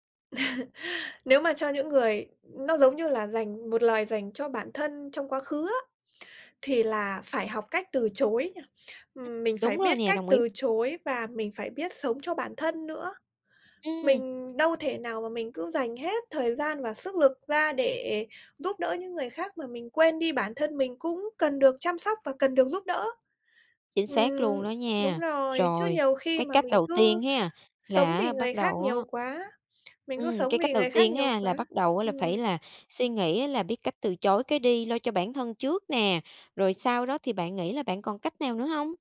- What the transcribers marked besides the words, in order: laugh; tapping; other background noise
- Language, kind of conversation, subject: Vietnamese, podcast, Làm thế nào để tránh bị kiệt sức khi giúp đỡ quá nhiều?